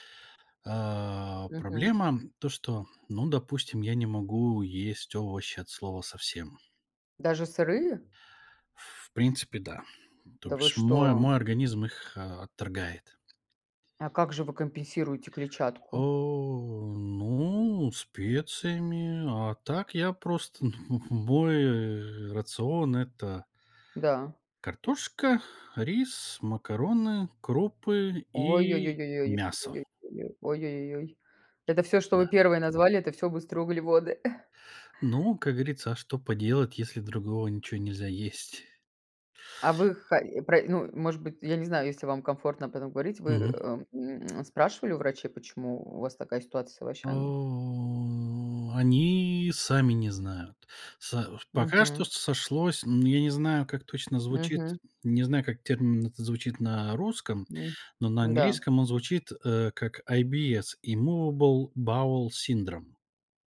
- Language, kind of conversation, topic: Russian, unstructured, Как еда влияет на настроение?
- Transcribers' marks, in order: chuckle; in English: "IBS immovable bowel syndrom"